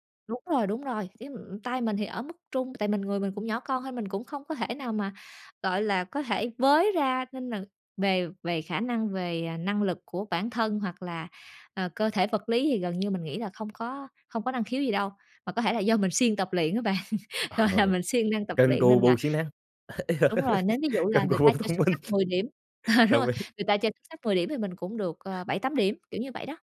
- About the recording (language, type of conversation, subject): Vietnamese, podcast, Bạn có thể kể về trò chơi mà bạn mê nhất khi còn nhỏ không?
- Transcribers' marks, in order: tapping; laughing while speaking: "bạn, gọi"; laughing while speaking: "ê, cần cù bù thông minh"; laughing while speaking: "ờ, đúng rồi"; laughing while speaking: "ý"